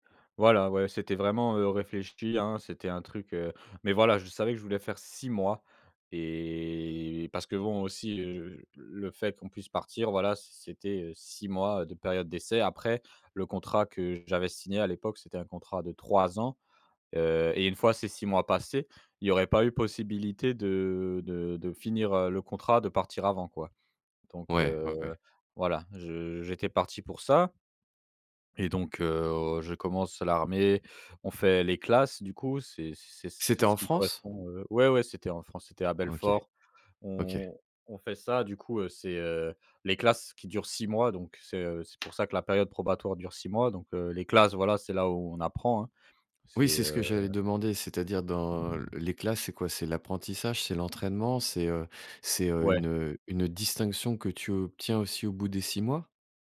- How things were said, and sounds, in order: drawn out: "et"; tapping; stressed: "distinction"
- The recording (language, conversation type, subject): French, podcast, Raconte un moment où le bon ou le mauvais timing a tout fait basculer ?